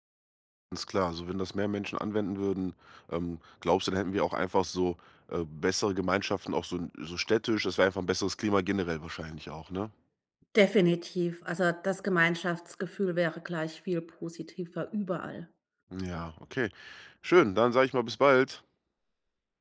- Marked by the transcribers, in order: tapping; stressed: "überall"; joyful: "bald"
- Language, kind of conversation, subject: German, podcast, Welche kleinen Gesten stärken den Gemeinschaftsgeist am meisten?